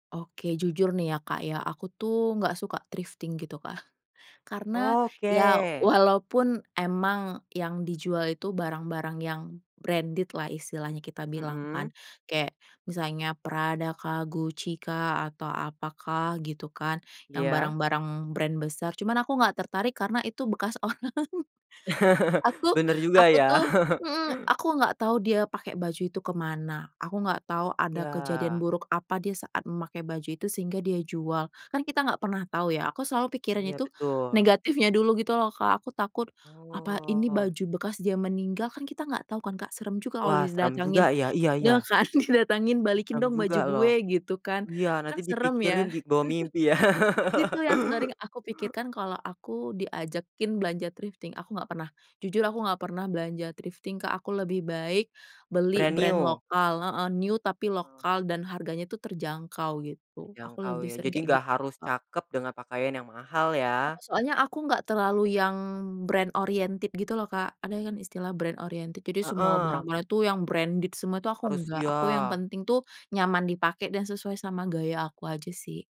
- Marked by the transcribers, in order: in English: "thrifting"; laughing while speaking: "walaupun"; in English: "branded-lah"; in English: "brand"; laughing while speaking: "orang"; chuckle; chuckle; laughing while speaking: "kan"; chuckle; laugh; in English: "thrifting"; in English: "thrifting"; in English: "brand"; in English: "Brand new"; in English: "New"; in English: "brand oriented"; in English: "brand oriented"; in English: "branded"
- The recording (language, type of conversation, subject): Indonesian, podcast, Bagaimana kamu mendeskripsikan gaya berpakaianmu saat ini?